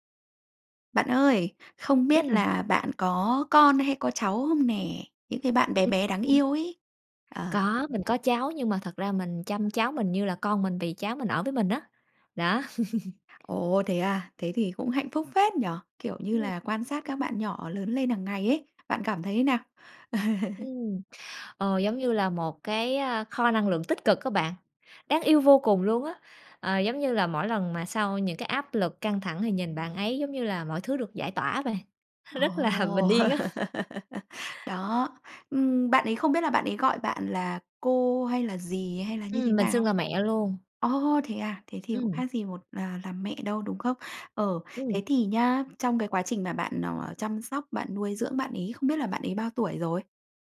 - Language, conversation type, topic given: Vietnamese, podcast, Làm sao để nhận ra ngôn ngữ yêu thương của con?
- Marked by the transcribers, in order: unintelligible speech; other background noise; chuckle; tapping; chuckle; laugh; laughing while speaking: "là"; chuckle